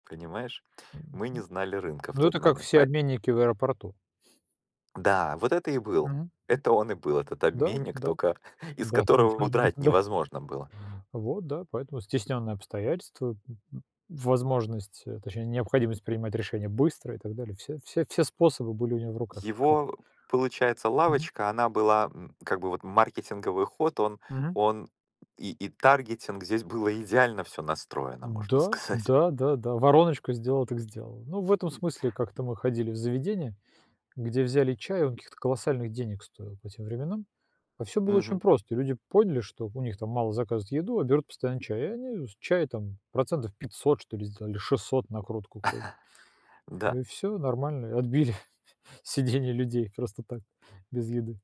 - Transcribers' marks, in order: other background noise; tapping; laughing while speaking: "сказать"; chuckle; laughing while speaking: "отбили сидение"
- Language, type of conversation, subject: Russian, unstructured, Что вас больше всего раздражает в навязчивых продавцах на туристических рынках?